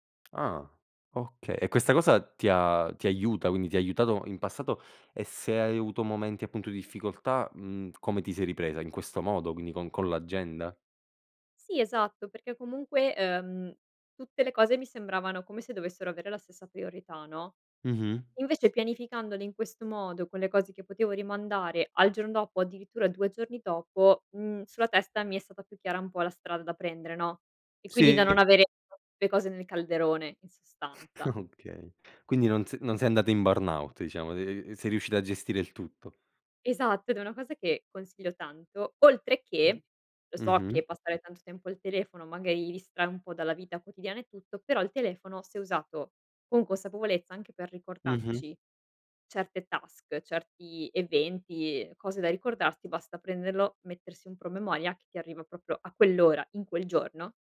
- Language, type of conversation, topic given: Italian, podcast, Come pianifichi la tua settimana in anticipo?
- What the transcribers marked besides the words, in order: background speech; other background noise; chuckle; in English: "burnout"; in English: "task"